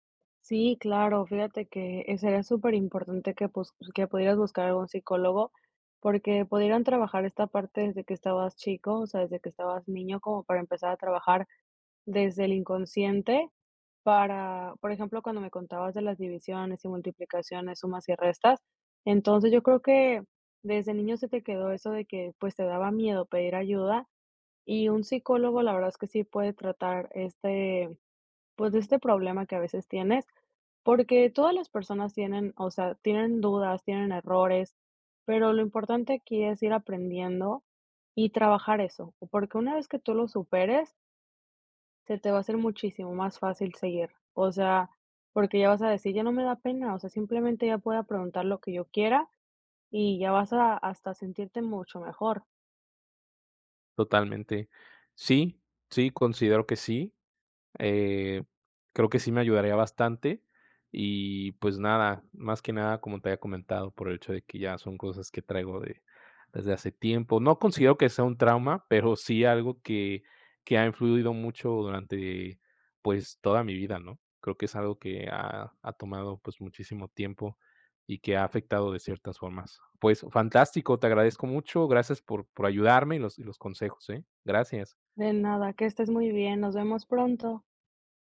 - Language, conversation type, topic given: Spanish, advice, ¿Cómo te sientes cuando te da miedo pedir ayuda por parecer incompetente?
- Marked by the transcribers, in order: none